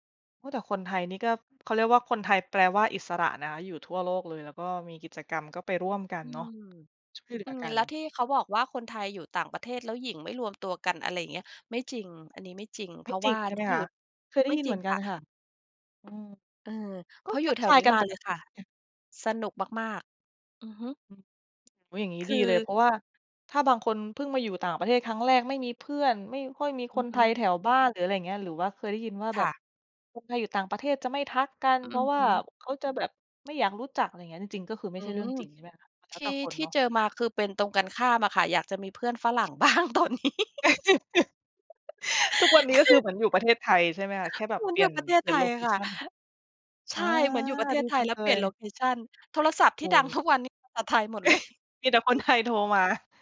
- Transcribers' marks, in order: tapping; other noise; other background noise; laugh; laughing while speaking: "บ้างตอนนี้ คือ"; laugh; laugh; laughing while speaking: "เลย"; laugh
- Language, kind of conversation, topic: Thai, podcast, งานประเพณีท้องถิ่นอะไรที่ทำให้คนในชุมชนมารวมตัวกัน และมีความสำคัญต่อชุมชนอย่างไร?